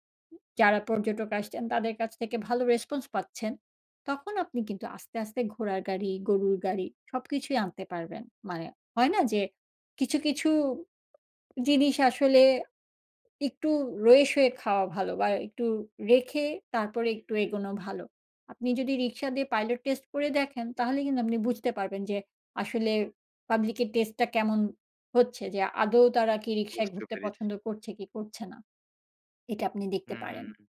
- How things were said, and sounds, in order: tapping; other background noise
- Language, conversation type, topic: Bengali, advice, নতুন প্রকল্প বা কাজ শুরু করতে সাহস পাচ্ছি না